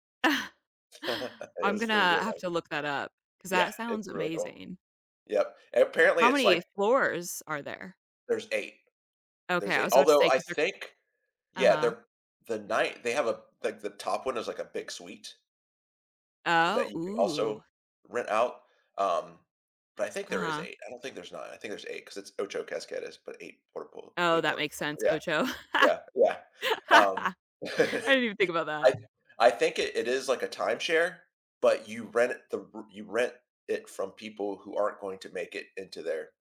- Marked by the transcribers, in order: chuckle; tapping; other background noise; in Spanish: "ocho"; laugh; chuckle
- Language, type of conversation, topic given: English, unstructured, What is your favorite memory from traveling to a new place?
- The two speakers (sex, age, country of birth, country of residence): female, 35-39, United States, United States; male, 45-49, United States, United States